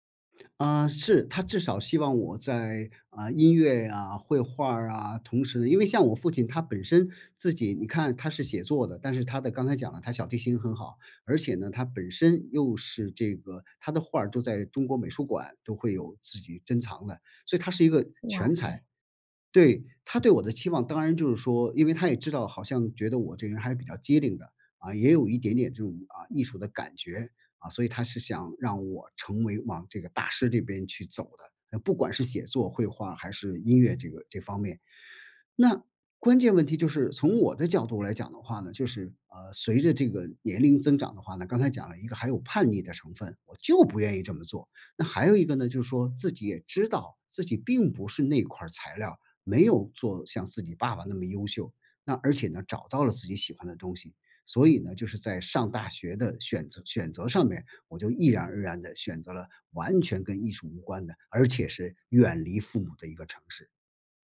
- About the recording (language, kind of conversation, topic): Chinese, podcast, 父母的期待在你成长中起了什么作用？
- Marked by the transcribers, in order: lip smack; other background noise